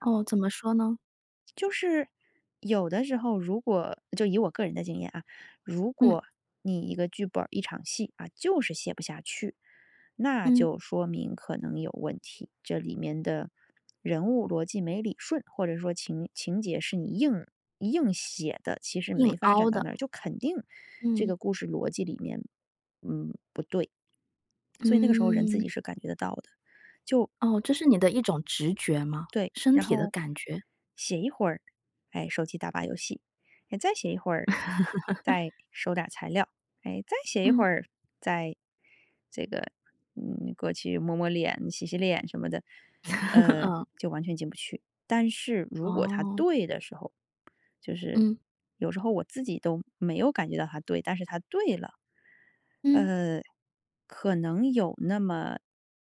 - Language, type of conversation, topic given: Chinese, podcast, 你如何知道自己进入了心流？
- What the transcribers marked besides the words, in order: laugh; laugh; other background noise